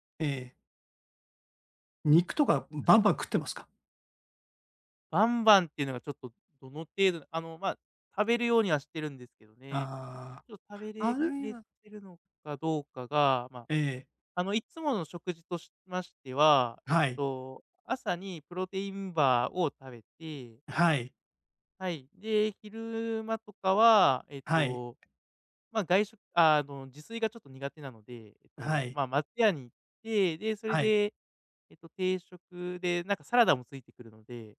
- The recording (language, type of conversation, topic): Japanese, advice, トレーニングの効果が出ず停滞して落ち込んでいるとき、どうすればよいですか？
- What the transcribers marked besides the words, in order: none